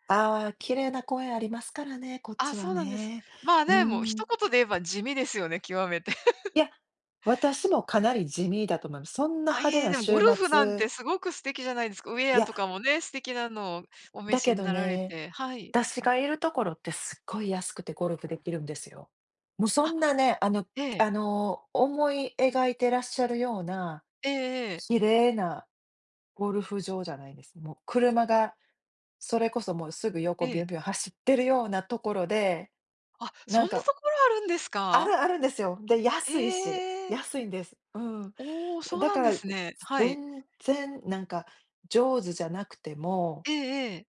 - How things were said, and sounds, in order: laugh
- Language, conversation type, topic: Japanese, unstructured, 休日はアクティブに過ごすのとリラックスして過ごすのと、どちらが好きですか？